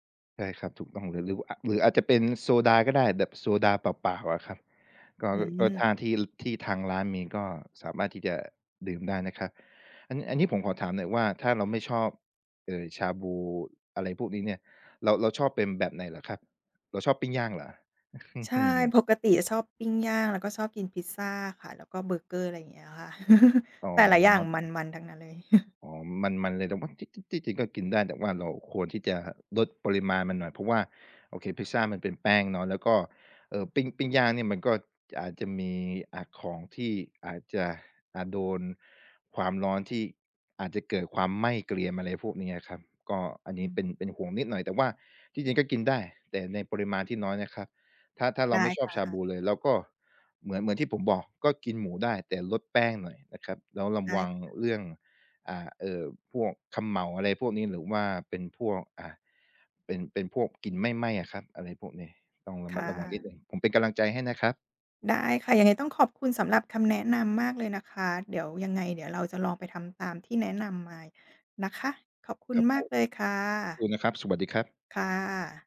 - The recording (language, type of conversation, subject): Thai, advice, อยากเริ่มปรับอาหาร แต่ไม่รู้ควรเริ่มอย่างไรดี?
- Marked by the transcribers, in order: chuckle; laugh; chuckle; unintelligible speech; unintelligible speech